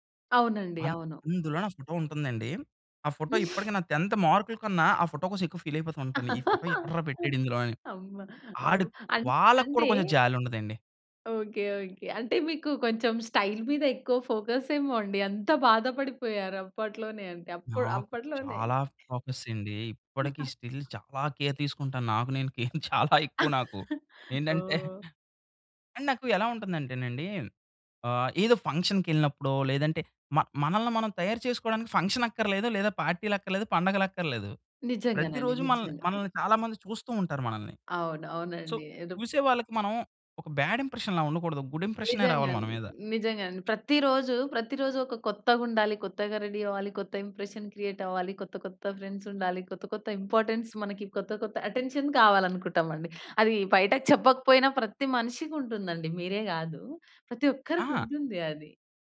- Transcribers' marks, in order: in English: "ఫోటో"; chuckle; in English: "టెంత్"; in English: "ఫీల్"; laughing while speaking: "అమ్మ! ఒహ్!"; in English: "స్టైల్"; in English: "ఫోకస్"; in English: "ఫోకస్"; giggle; in English: "స్టిల్"; chuckle; in English: "కేర్"; in English: "కేర్"; chuckle; in English: "అండ్"; in English: "ఫంక్షన్"; in English: "సో"; in English: "బాడ్ ఇంప్రెషన్‌లా"; in English: "గుడ్"; other noise; in English: "రెడీ"; in English: "ఇంప్రెషన్ క్రియేట్"; in English: "ఫ్రెండ్స్"; in English: "ఇంపార్టెన్స్"; in English: "అటెన్షన్"
- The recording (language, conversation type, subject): Telugu, podcast, మీ ఆత్మవిశ్వాసాన్ని పెంచిన అనుభవం గురించి చెప్పగలరా?